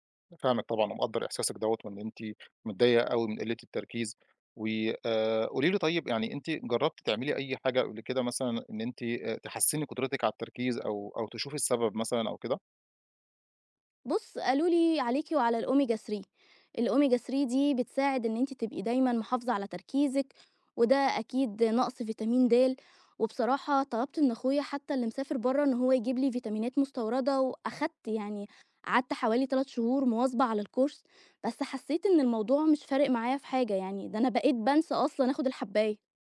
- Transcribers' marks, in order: tapping; in English: "الcourse"
- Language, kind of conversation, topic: Arabic, advice, إزاي أقدر أركّز وأنا تحت ضغوط يومية؟